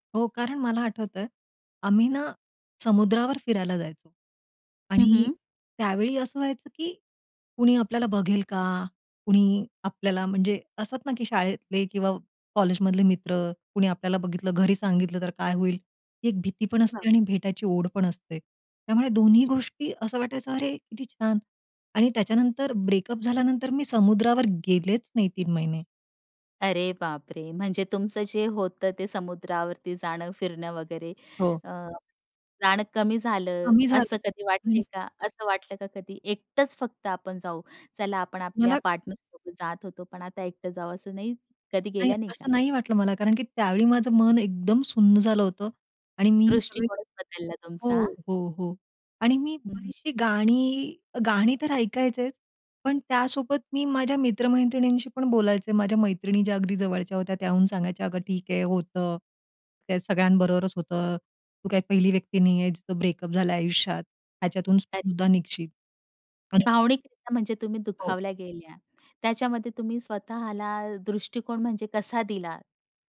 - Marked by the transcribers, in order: tapping; other background noise; in English: "ब्रेकअप"
- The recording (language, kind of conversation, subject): Marathi, podcast, ब्रेकअपनंतर संगीत ऐकण्याच्या तुमच्या सवयींमध्ये किती आणि कसा बदल झाला?